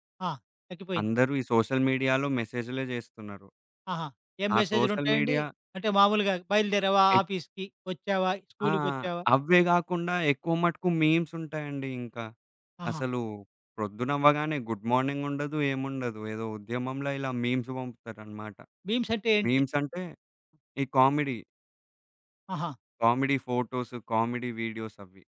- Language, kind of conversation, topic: Telugu, podcast, దృష్టి నిలబెట్టుకోవడానికి మీరు మీ ఫోన్ వినియోగాన్ని ఎలా నియంత్రిస్తారు?
- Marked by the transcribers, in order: in English: "సోషల్ మీడియాలో మెసేజ్‌లే"; in English: "సోషల్ మీడియా"; in English: "ఆఫీస్‌కి"; other background noise; in English: "మీమ్స్"; in English: "గుడ్ మార్నింగ్"; in English: "మీమ్స్"; in English: "మీమ్స్"; in English: "కామెడీ"; in English: "కామెడీ ఫోటోస్, కామెడీ వీడియోస్"